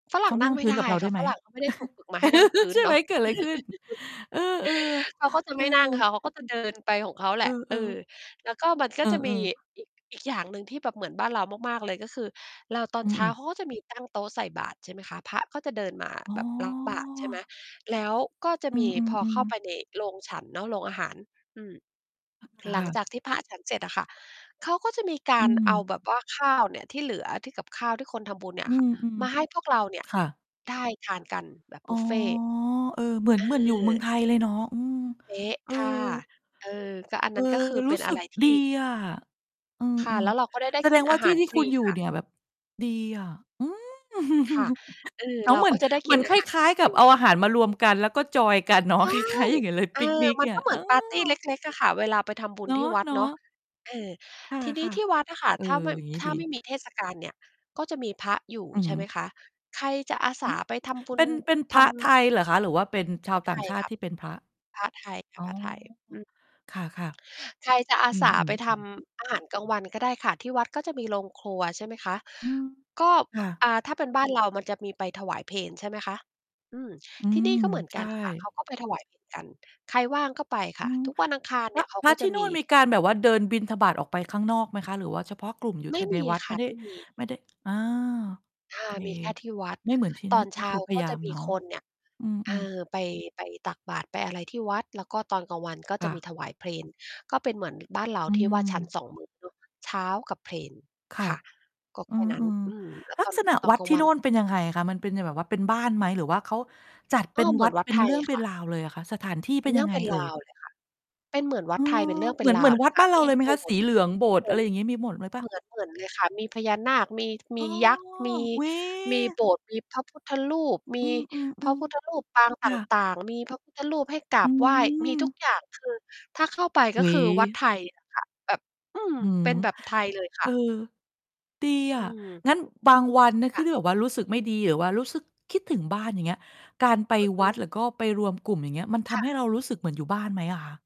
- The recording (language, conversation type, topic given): Thai, podcast, คุณรักษาเอกลักษณ์ทางวัฒนธรรมของตัวเองอย่างไรเมื่อย้ายไปอยู่ที่ใหม่?
- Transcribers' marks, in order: giggle; distorted speech; drawn out: "อ๋อ"; other noise; drawn out: "อ๋อ"; stressed: "อือ"; chuckle; laughing while speaking: "คล้าย ๆ อย่างงั้นเลย"; stressed: "ใช่"; mechanical hum; "แต่" said as "ทะ"; unintelligible speech